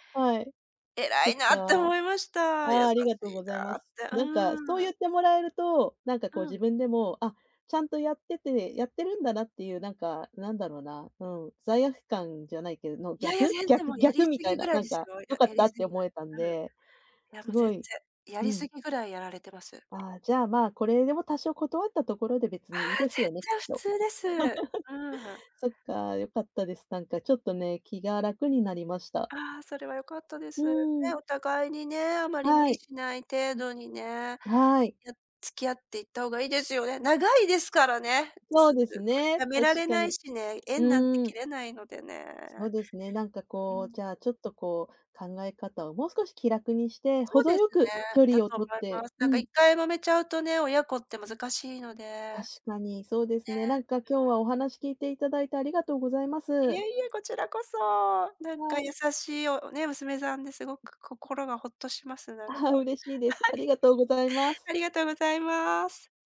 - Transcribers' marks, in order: chuckle; laughing while speaking: "はい"
- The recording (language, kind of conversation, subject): Japanese, advice, 境界線を守れず頼まれごとを断れないために疲れ切ってしまうのはなぜですか？